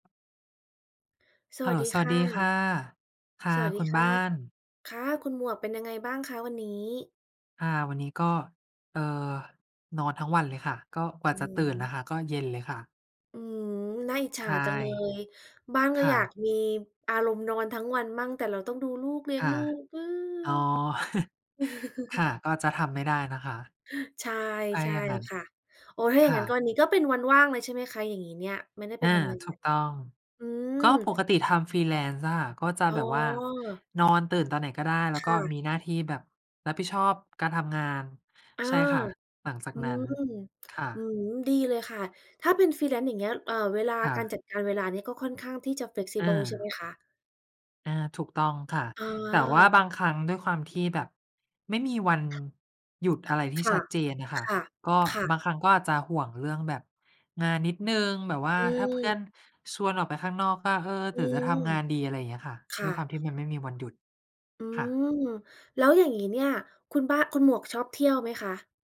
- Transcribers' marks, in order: other background noise; chuckle; other noise; chuckle; in English: "freelance"; tapping; in English: "freelance"; in English: "flexible"
- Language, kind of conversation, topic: Thai, unstructured, คุณชอบไปเที่ยวที่ไหนมากที่สุด เพราะอะไร?